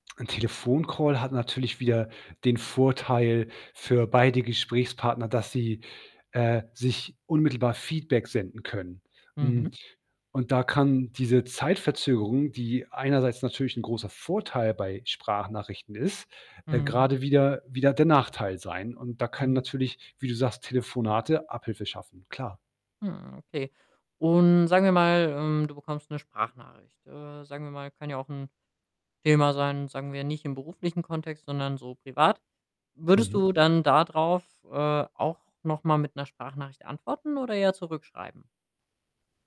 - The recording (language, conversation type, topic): German, podcast, Wie fühlst du dich, ganz ehrlich, bei Sprachnachrichten?
- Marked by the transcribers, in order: other background noise; mechanical hum